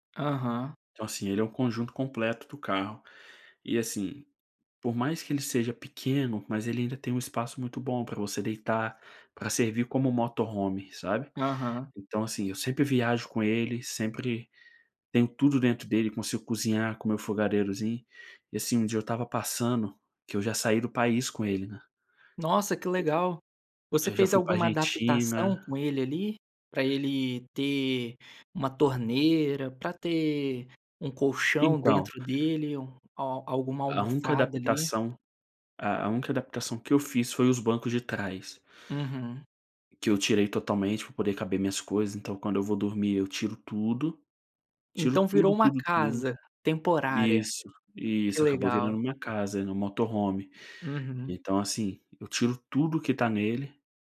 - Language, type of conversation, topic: Portuguese, podcast, Qual é um conselho prático para quem vai viajar sozinho?
- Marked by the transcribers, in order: in English: "Motorhome"; tapping; other background noise; in English: "Motorhome"